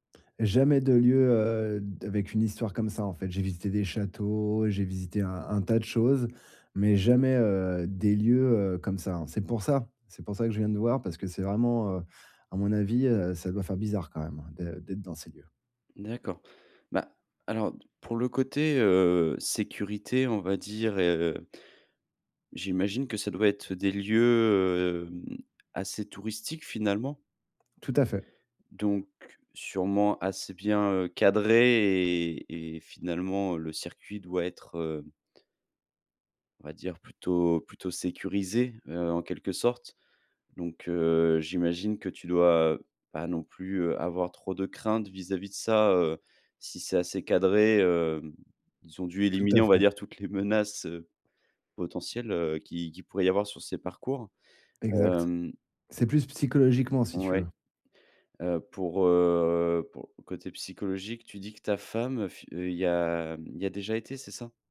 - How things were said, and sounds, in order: unintelligible speech; stressed: "sécurisé"
- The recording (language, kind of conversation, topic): French, advice, Comment puis-je explorer des lieux inconnus malgré ma peur ?